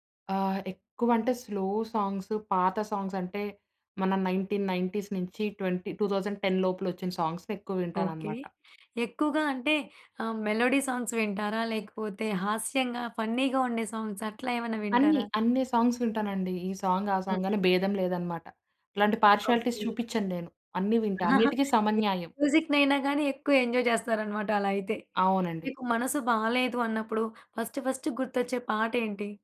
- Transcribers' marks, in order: in English: "స్లో సాంగ్స్"; in English: "నైన్‌టీన్ నైన్టీస్"; in English: "టూ థౌసండ్ టెన్"; in English: "సాంగ్స్‌నెక్కువ"; in English: "మెలోడీ సాంగ్స్"; in English: "ఫన్నీగా"; in English: "సాంగ్స్"; in English: "సాంగ్స్"; in English: "సాంగ్"; in English: "పార్షియాలిటీస్"; chuckle; in English: "మ్యూజిక్"; in English: "ఎంజాయ్"; in English: "ఫస్ట్ ఫస్ట్"
- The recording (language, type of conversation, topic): Telugu, podcast, కొత్త పాటలను సాధారణంగా మీరు ఎక్కడ నుంచి కనుగొంటారు?